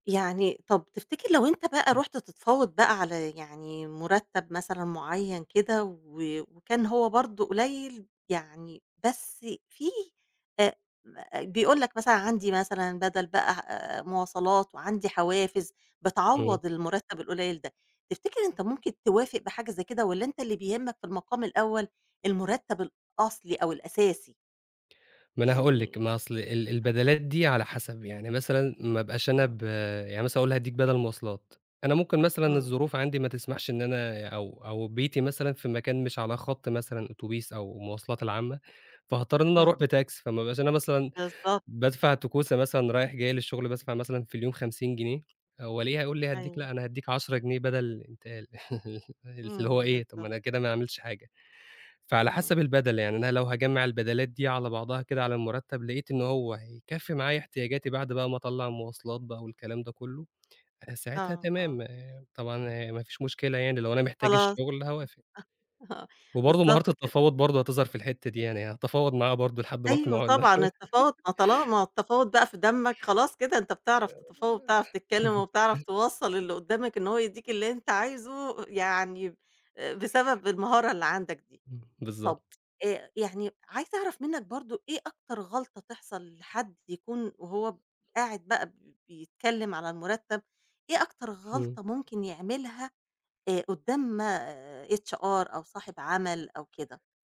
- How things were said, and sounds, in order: tapping; laugh; chuckle; laugh; other noise; laugh; in English: "HR"
- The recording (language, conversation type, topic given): Arabic, podcast, إزاي بتتفاوض على مرتبك بطريقة صح؟